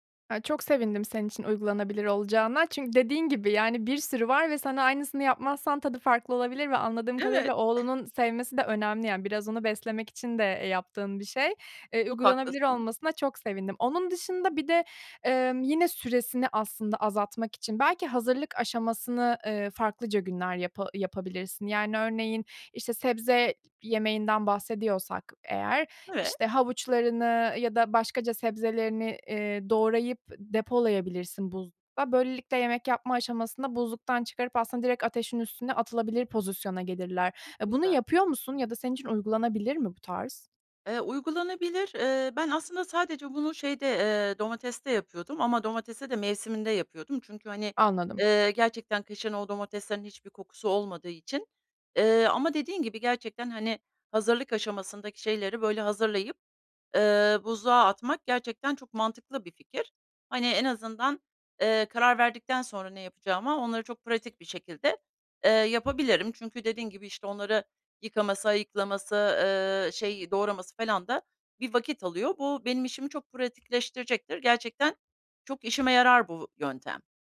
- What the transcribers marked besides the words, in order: giggle; other background noise; tapping
- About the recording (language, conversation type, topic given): Turkish, advice, Motivasyon eksikliğiyle başa çıkıp sağlıklı beslenmek için yemek hazırlamayı nasıl planlayabilirim?